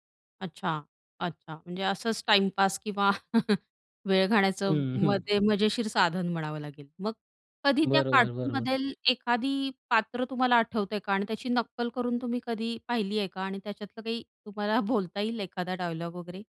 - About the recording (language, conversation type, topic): Marathi, podcast, लहानपणी तुमचा आवडता कार्टून कोणता होता?
- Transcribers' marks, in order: chuckle; "घालवण्याचं" said as "घाण्याचं"; chuckle; other background noise; laughing while speaking: "बोलता येईल"